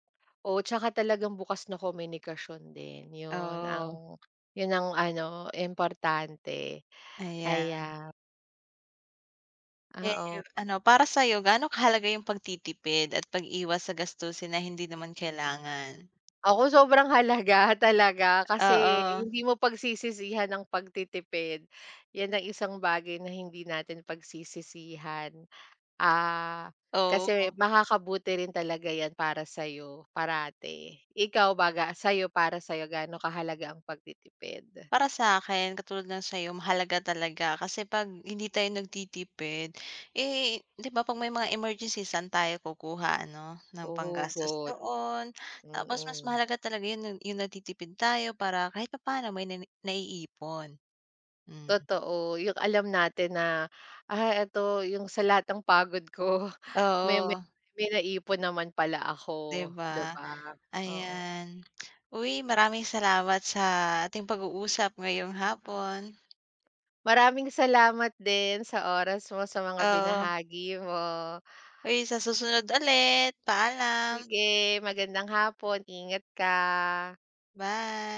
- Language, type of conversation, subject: Filipino, unstructured, Ano ang mga simpleng hakbang para makaiwas sa utang?
- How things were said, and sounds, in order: tapping; other background noise; in another language: "emergencies"